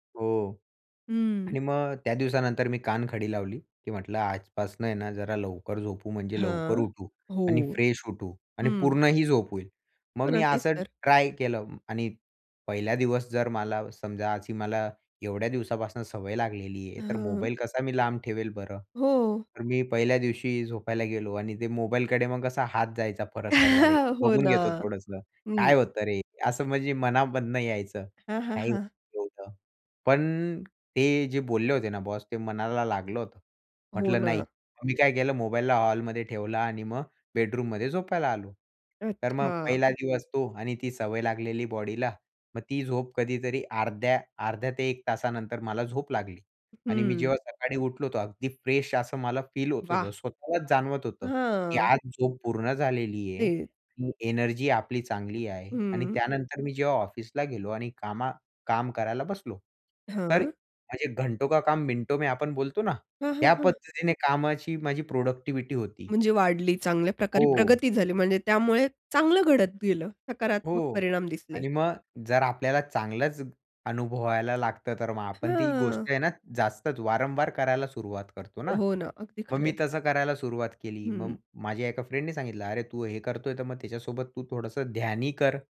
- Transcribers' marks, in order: other background noise; in English: "फ्रेश"; chuckle; tapping; unintelligible speech; in English: "फ्रेश"; drawn out: "हां"; in Hindi: "घंटो का काम मिनटों में"; in English: "प्रोडक्टिव्हिटी"
- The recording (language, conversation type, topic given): Marathi, podcast, मोबाईल वापरामुळे तुमच्या झोपेवर काय परिणाम होतो, आणि तुमचा अनुभव काय आहे?